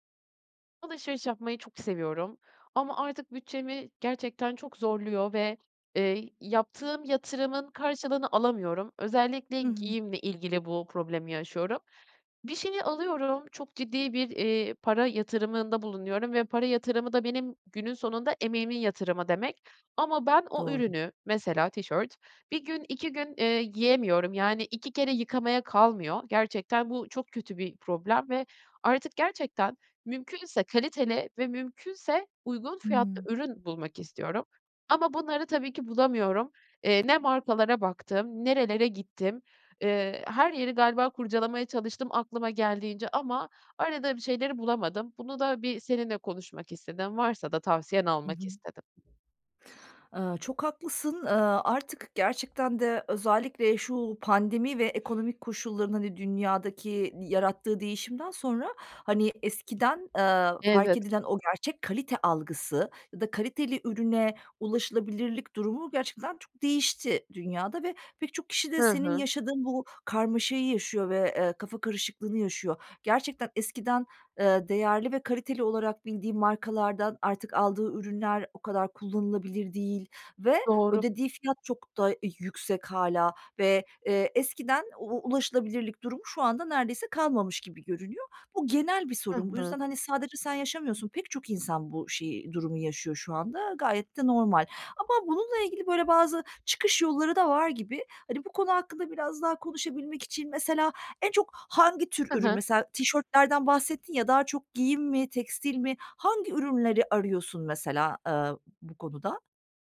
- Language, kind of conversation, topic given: Turkish, advice, Kaliteli ama uygun fiyatlı ürünleri nasıl bulabilirim; nereden ve nelere bakmalıyım?
- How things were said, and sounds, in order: other background noise